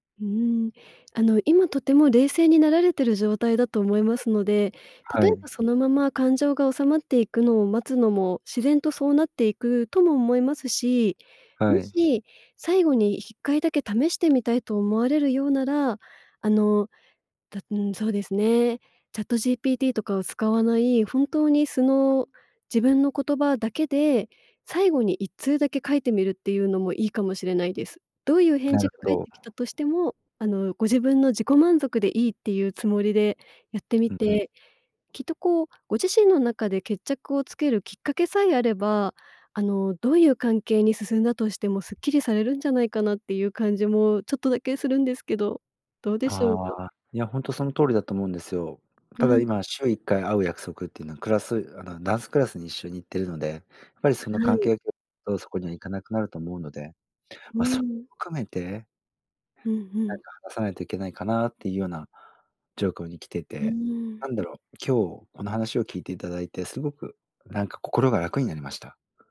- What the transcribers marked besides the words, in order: none
- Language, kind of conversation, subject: Japanese, advice, 冷めた関係をどう戻すか悩んでいる